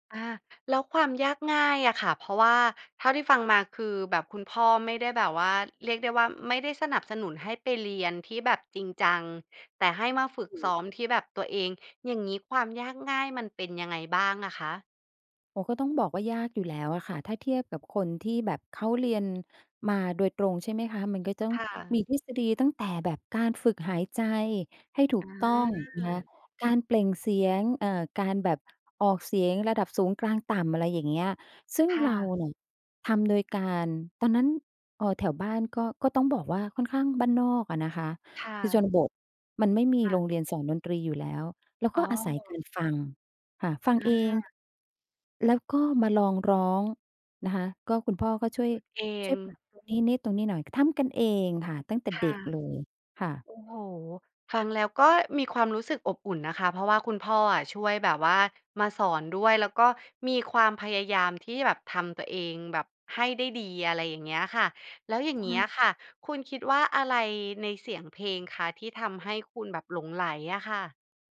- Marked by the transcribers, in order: tapping; other background noise; stressed: "ทำ"
- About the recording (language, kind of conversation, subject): Thai, podcast, งานอดิเรกที่คุณหลงใหลมากที่สุดคืออะไร และเล่าให้ฟังหน่อยได้ไหม?